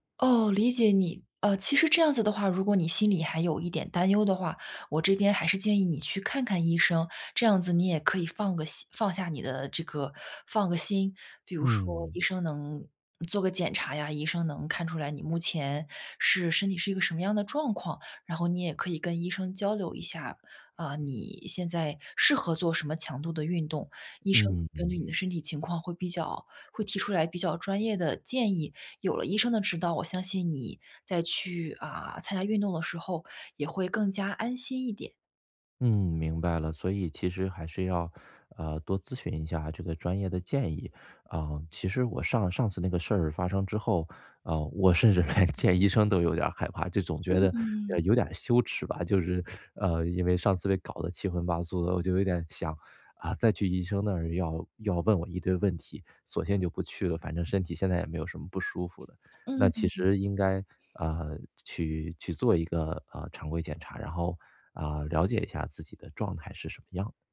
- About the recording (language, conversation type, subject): Chinese, advice, 我害怕开始运动，该如何迈出第一步？
- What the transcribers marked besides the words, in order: laughing while speaking: "甚至连见"